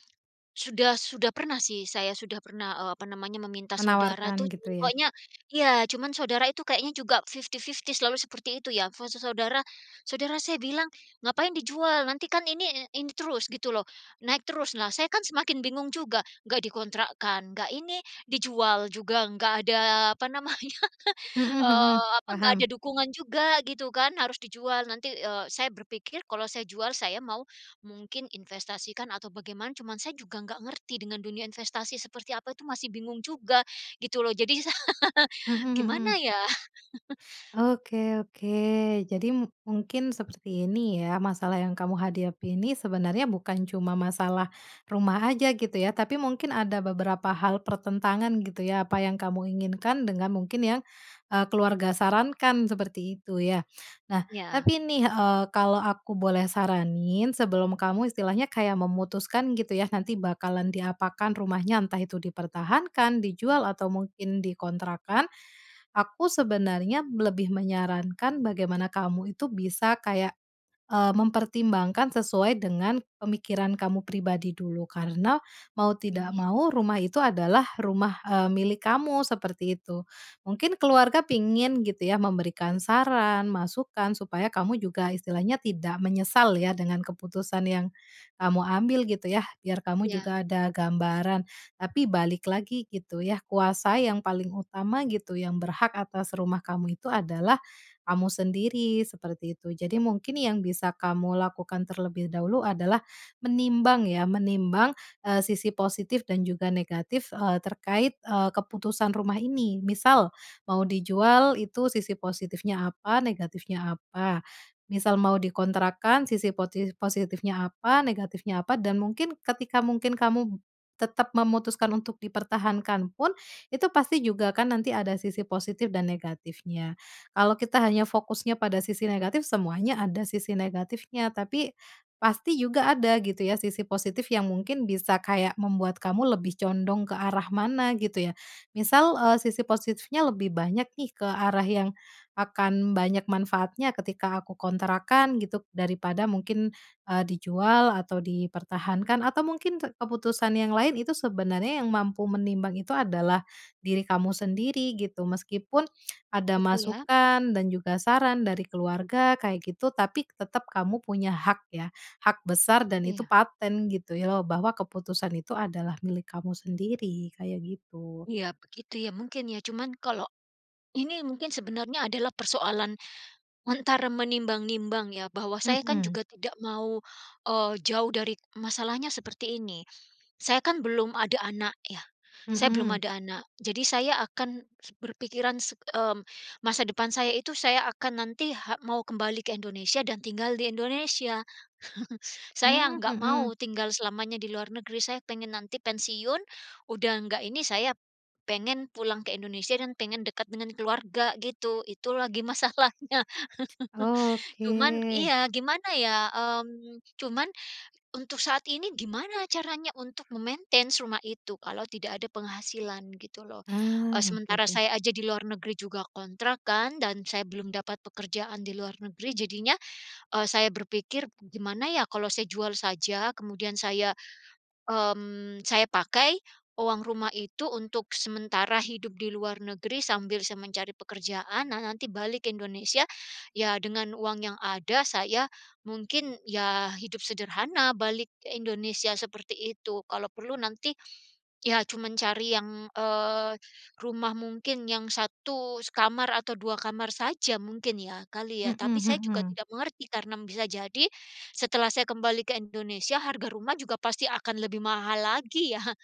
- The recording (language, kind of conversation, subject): Indonesian, advice, Apakah Anda sedang mempertimbangkan untuk menjual rumah agar bisa hidup lebih sederhana, atau memilih mempertahankan properti tersebut?
- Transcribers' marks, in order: in English: "fifty-fifty"; laughing while speaking: "namanya"; laughing while speaking: "sa"; chuckle; chuckle; laughing while speaking: "Itu lagi masalahnya"; in English: "memaintain"